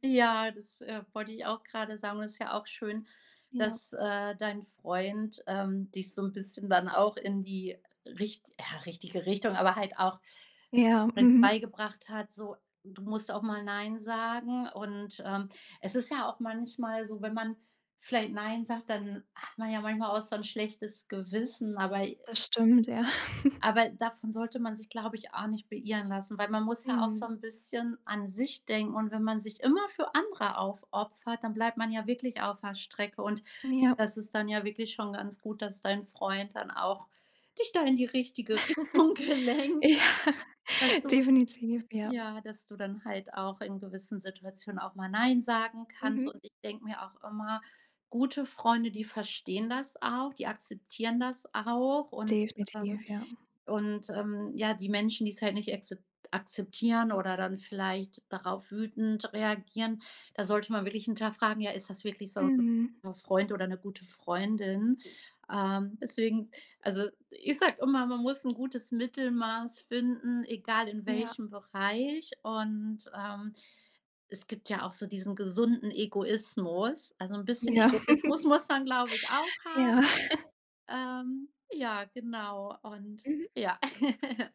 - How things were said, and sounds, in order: chuckle; chuckle; laughing while speaking: "Ja"; laughing while speaking: "gelenkt"; chuckle; giggle
- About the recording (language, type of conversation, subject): German, podcast, Wie gibst du Unterstützung, ohne dich selbst aufzuopfern?